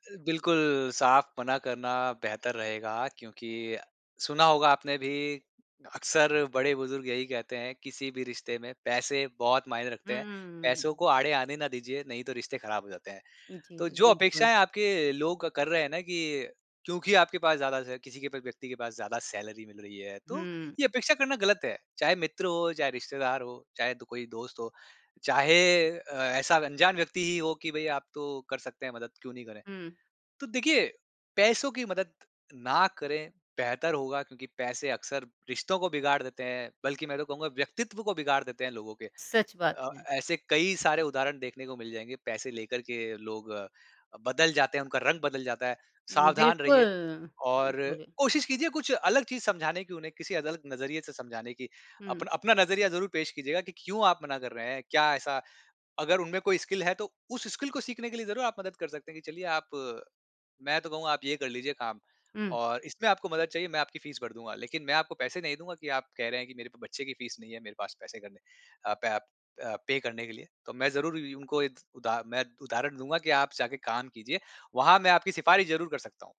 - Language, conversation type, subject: Hindi, podcast, आप तनख्वाह पर बातचीत कैसे करते हैं?
- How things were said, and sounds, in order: in English: "सैलरी"